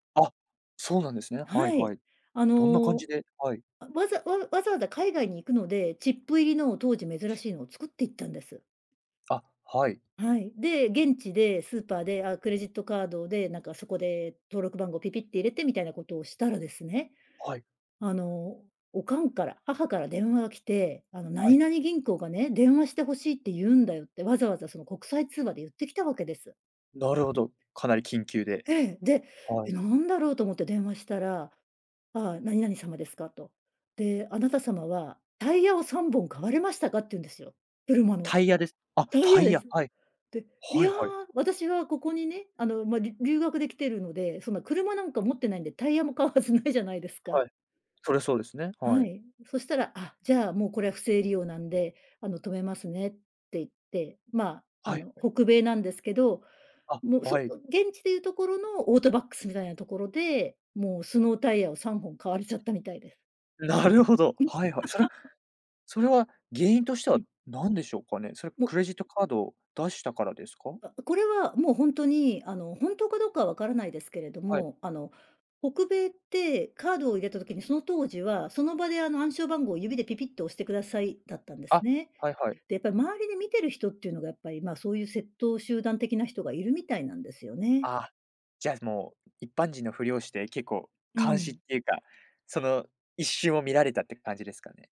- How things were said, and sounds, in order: other background noise; laughing while speaking: "買うはずないじゃないですか"; laugh
- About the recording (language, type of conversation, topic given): Japanese, podcast, プライバシーと利便性は、どのように折り合いをつければよいですか？